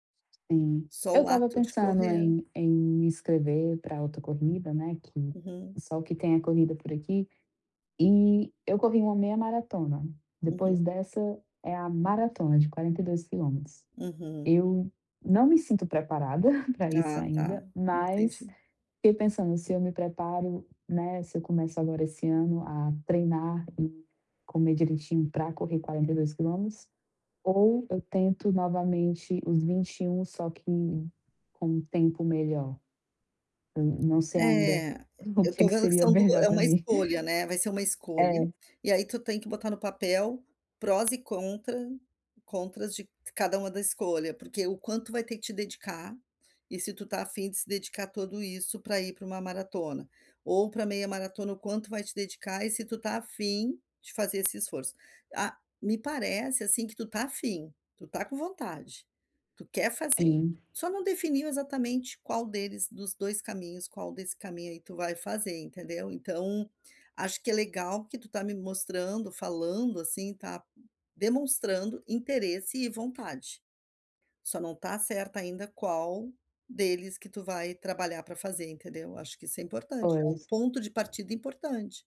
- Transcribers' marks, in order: chuckle; tapping; laughing while speaking: "melhor para mim"; other background noise
- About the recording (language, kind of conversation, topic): Portuguese, advice, Como posso identificar e mudar hábitos que me deixam desmotivado usando motivação e reforço positivo?